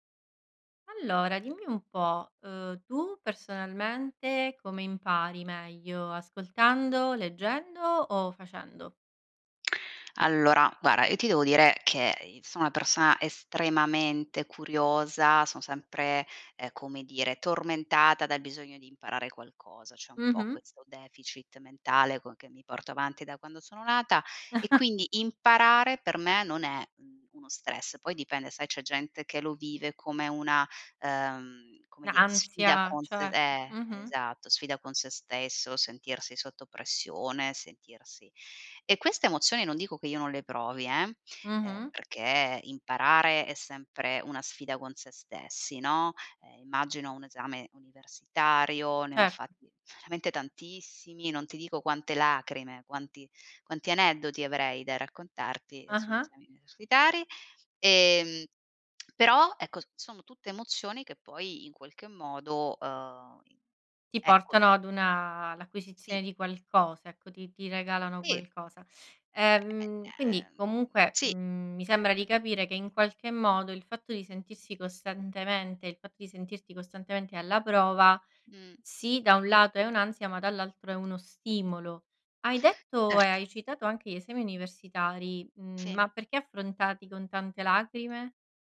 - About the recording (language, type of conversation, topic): Italian, podcast, Come impari meglio: ascoltando, leggendo o facendo?
- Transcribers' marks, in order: "guarda" said as "guara"; chuckle; lip smack